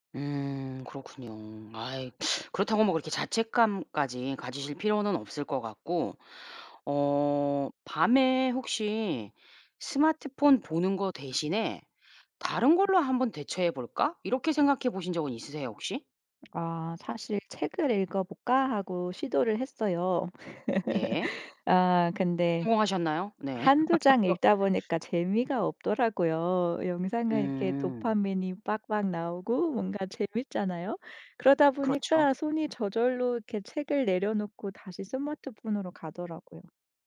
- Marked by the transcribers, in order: other background noise; tapping; laugh; laugh
- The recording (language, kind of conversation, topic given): Korean, advice, 휴대폰 사용 때문에 잠드는 시간이 늦어지는 상황을 설명해 주실 수 있나요?